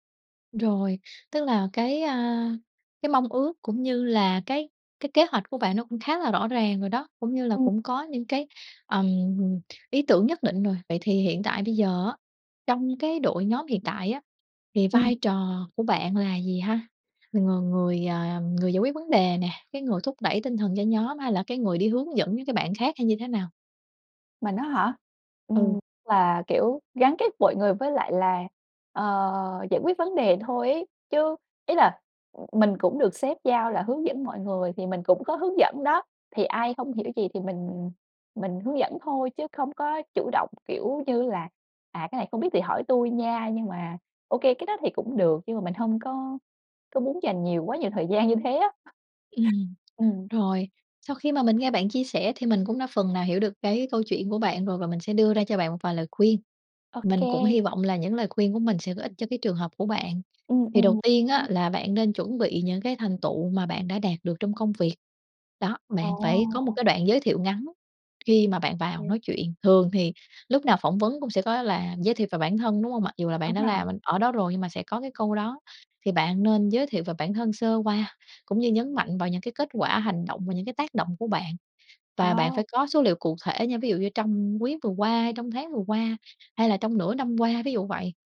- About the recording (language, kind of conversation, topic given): Vietnamese, advice, Bạn nên chuẩn bị như thế nào cho buổi phỏng vấn thăng chức?
- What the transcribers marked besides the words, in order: tapping; other background noise; unintelligible speech